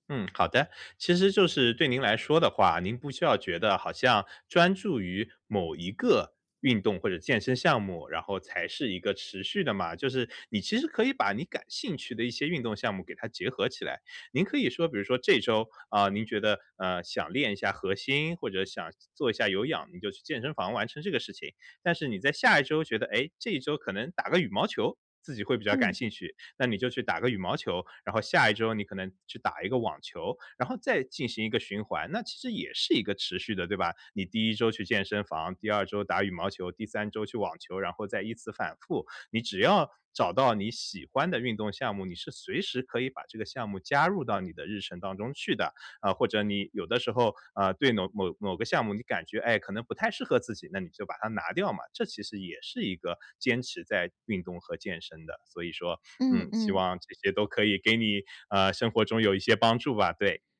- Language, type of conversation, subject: Chinese, advice, 我怎样才能建立可持续、长期稳定的健身习惯？
- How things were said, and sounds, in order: tapping